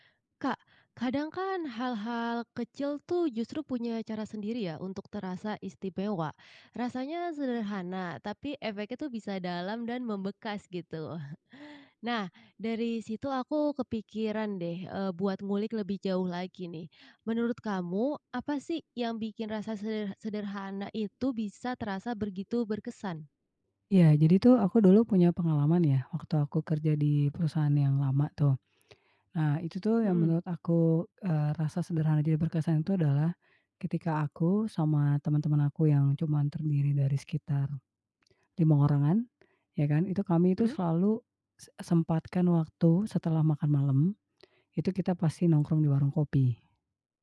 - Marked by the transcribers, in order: chuckle; "begitu" said as "bergitu"
- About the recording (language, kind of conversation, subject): Indonesian, podcast, Apa trikmu agar hal-hal sederhana terasa berkesan?